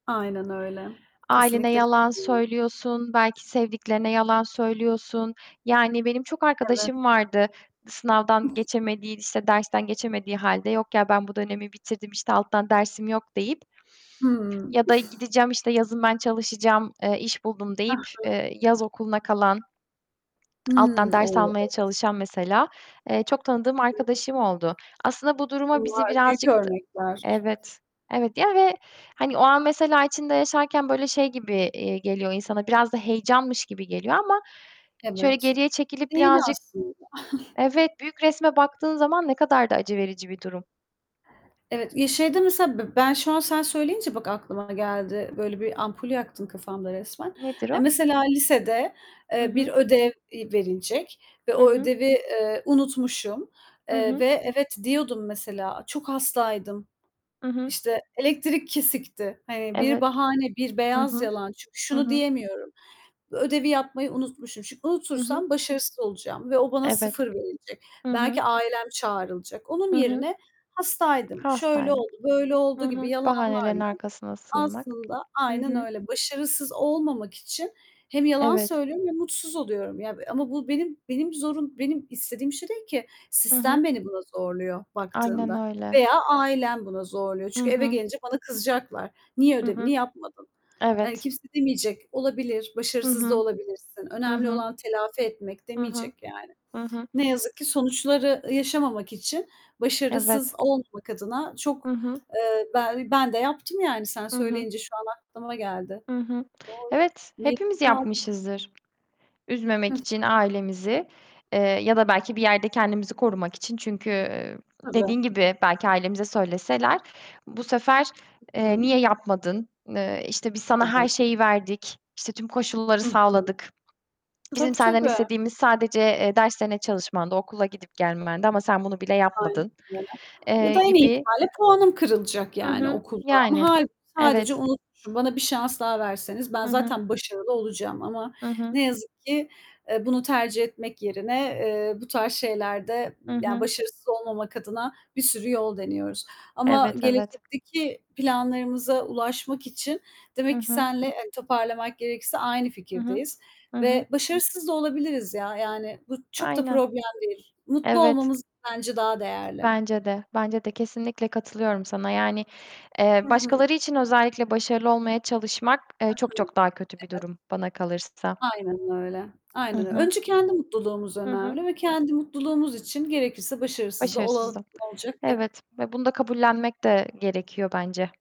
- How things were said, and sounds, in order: other background noise; distorted speech; mechanical hum; giggle; chuckle; tapping; static
- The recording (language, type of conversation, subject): Turkish, unstructured, Gelecekte neler başarmak istiyorsun, hayallerin için ne kadar çabalıyorsun ve başarı senin için ne ifade ediyor?